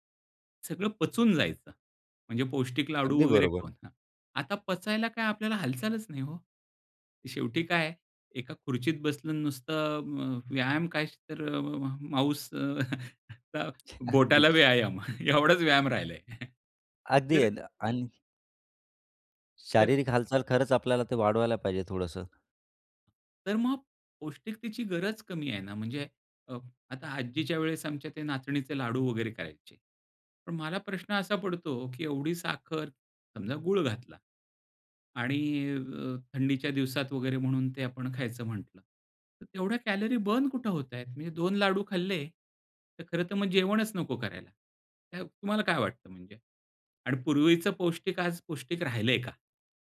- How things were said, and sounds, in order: tapping; laughing while speaking: "अगदी"; chuckle; chuckle; unintelligible speech
- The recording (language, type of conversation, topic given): Marathi, podcast, घरच्या जेवणात पौष्टिकता वाढवण्यासाठी तुम्ही कोणते सोपे बदल कराल?